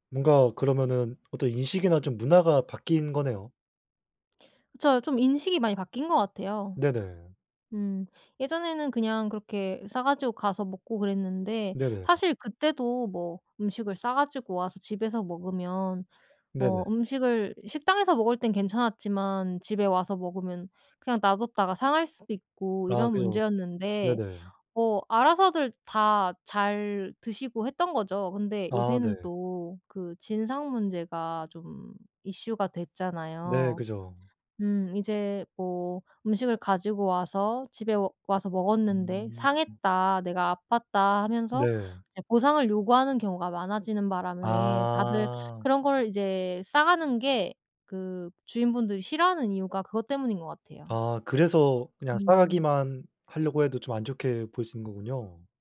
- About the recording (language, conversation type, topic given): Korean, unstructured, 식당에서 남긴 음식을 가져가는 게 왜 논란이 될까?
- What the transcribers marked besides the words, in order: none